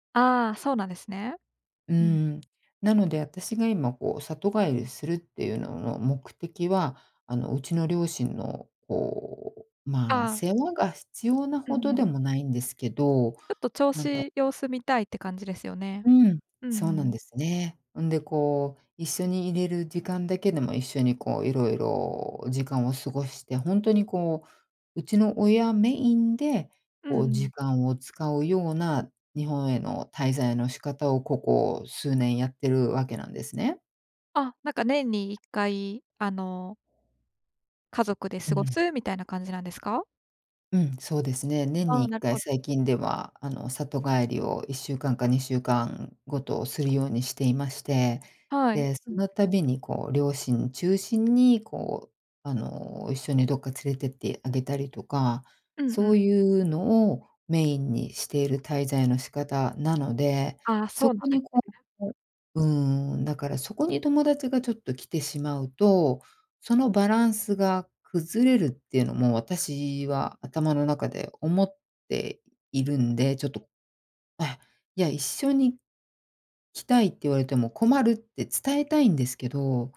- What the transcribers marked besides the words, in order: other background noise; tapping
- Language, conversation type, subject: Japanese, advice, 友人との境界線をはっきり伝えるにはどうすればよいですか？